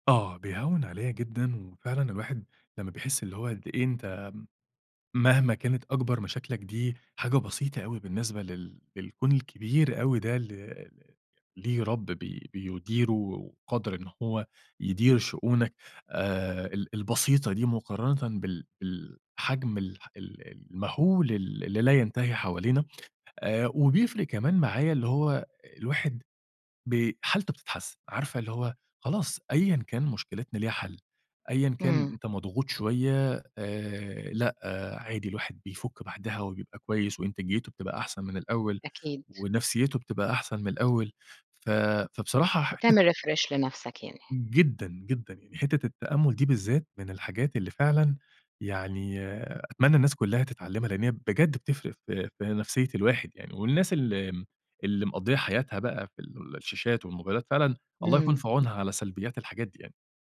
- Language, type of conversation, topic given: Arabic, podcast, إزاي بتنظم يومك في البيت عشان تبقى أكتر إنتاجية؟
- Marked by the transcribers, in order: in English: "refresh"; tapping